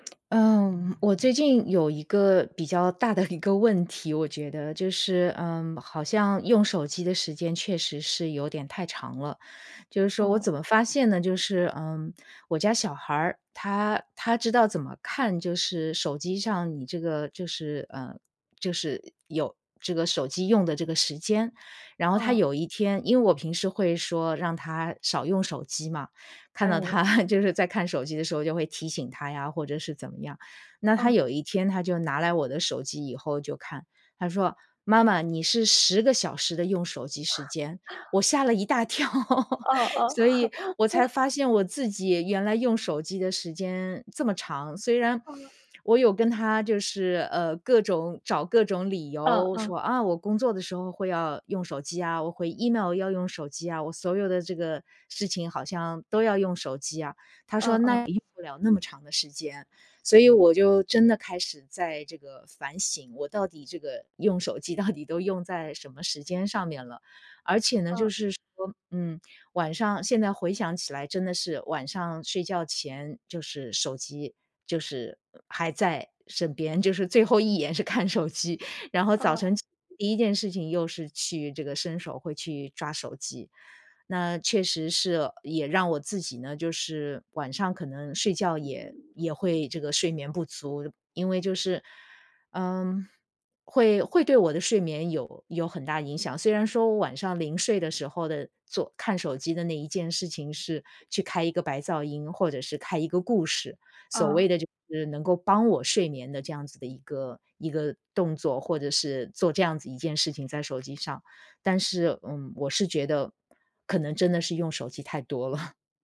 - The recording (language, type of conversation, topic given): Chinese, advice, 你晚上刷手机导致睡眠不足的情况是怎样的？
- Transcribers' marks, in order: tapping; laughing while speaking: "一个"; laughing while speaking: "他"; chuckle; laughing while speaking: "跳"; laugh; laughing while speaking: "到底"; other background noise; laughing while speaking: "就是最后一眼是看手机"; chuckle